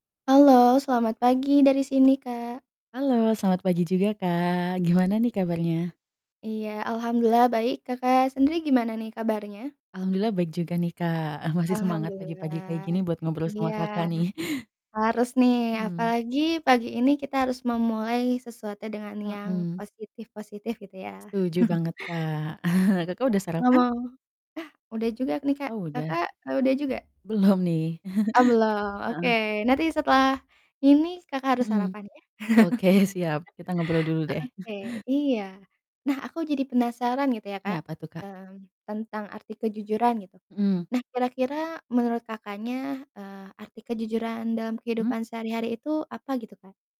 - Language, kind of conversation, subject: Indonesian, unstructured, Apa arti kejujuran dalam kehidupan sehari-hari menurutmu?
- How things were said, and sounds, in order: other background noise; laughing while speaking: "masih"; chuckle; distorted speech; chuckle; laughing while speaking: "Oke"; laugh; chuckle